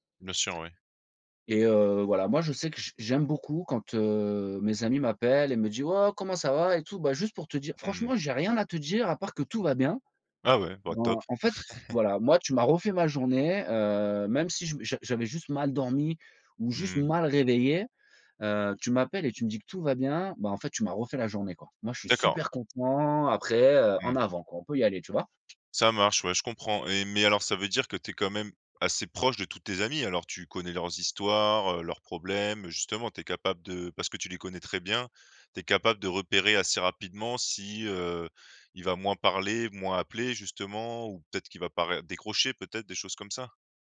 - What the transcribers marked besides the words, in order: laugh
- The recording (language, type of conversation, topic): French, podcast, Comment réagir quand un ami se ferme et s’isole ?